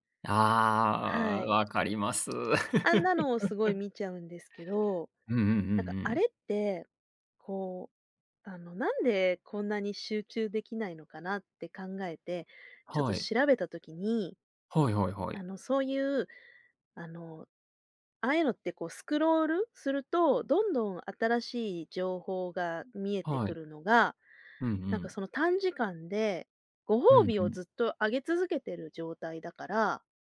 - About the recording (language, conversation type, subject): Japanese, podcast, スマホは集中力にどのような影響を与えますか？
- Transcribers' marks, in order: laugh